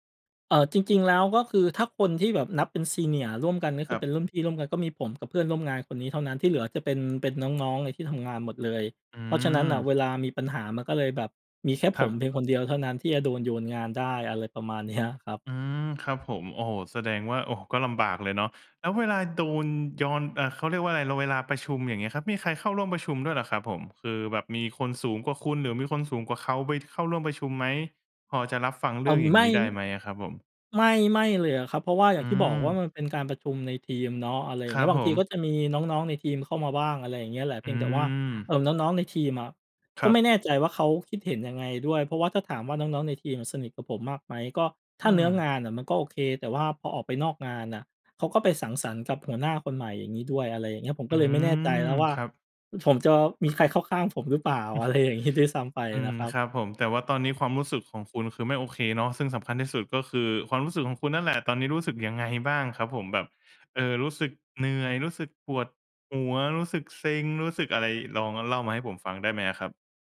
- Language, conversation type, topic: Thai, advice, คุณควรทำอย่างไรเมื่อเจ้านายจุกจิกและไว้ใจไม่ได้เวลามอบหมายงาน?
- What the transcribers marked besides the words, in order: other background noise; laughing while speaking: "เนี้ย"; chuckle; laughing while speaking: "อะไรอย่างงี้"